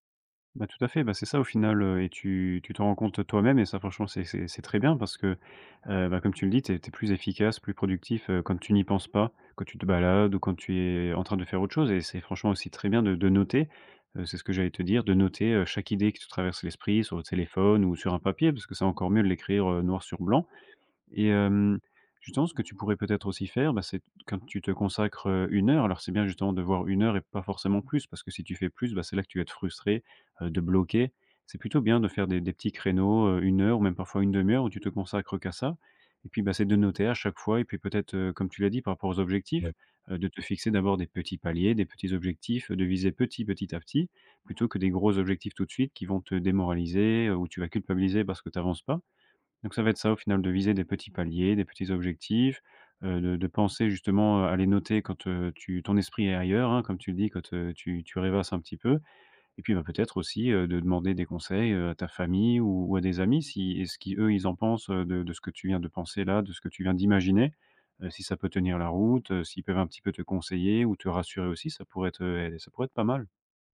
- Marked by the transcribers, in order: stressed: "route"
- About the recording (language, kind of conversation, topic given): French, advice, Pourquoi est-ce que je me sens coupable de prendre du temps pour créer ?